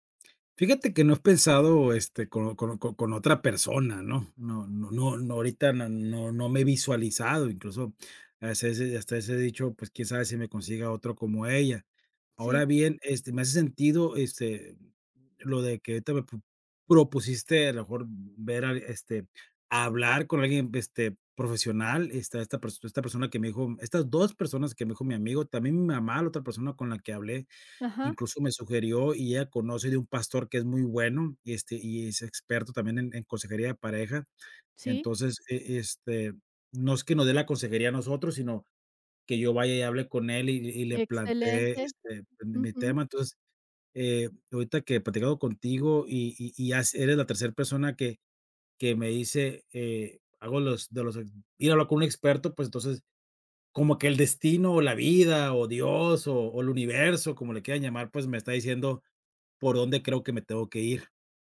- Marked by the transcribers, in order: none
- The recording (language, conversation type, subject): Spanish, advice, ¿Cómo ha afectado la ruptura sentimental a tu autoestima?